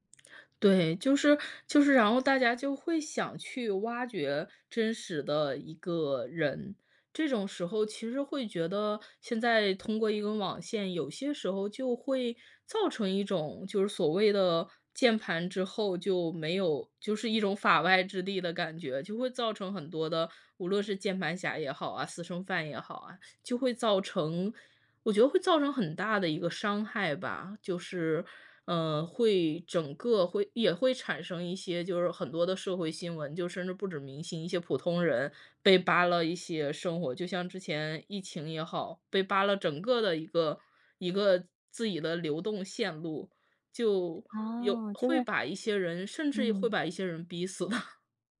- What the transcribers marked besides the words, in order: laughing while speaking: "死的"
- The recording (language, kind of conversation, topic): Chinese, podcast, 你最喜欢的一部电影是哪一部？